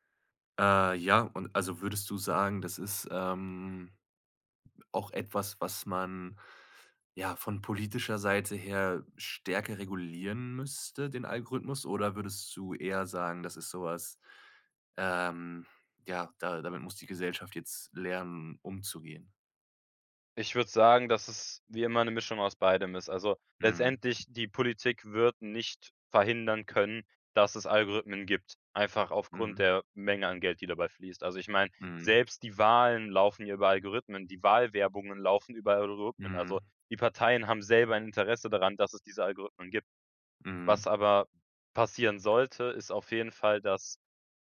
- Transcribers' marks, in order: none
- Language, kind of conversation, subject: German, podcast, Wie prägen Algorithmen unseren Medienkonsum?